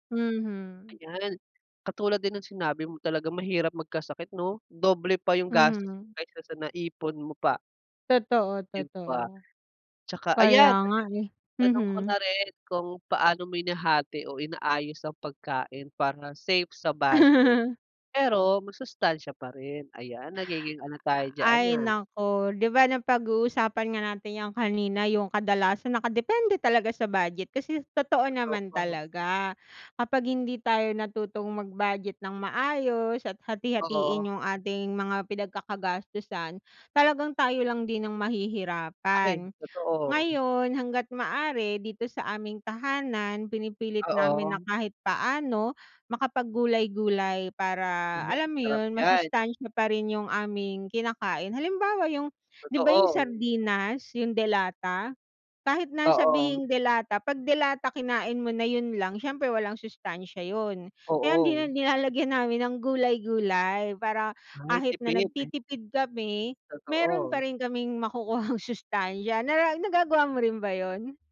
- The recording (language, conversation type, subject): Filipino, unstructured, Paano mo pinipili ang mga pagkaing kinakain mo araw-araw?
- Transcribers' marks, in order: laugh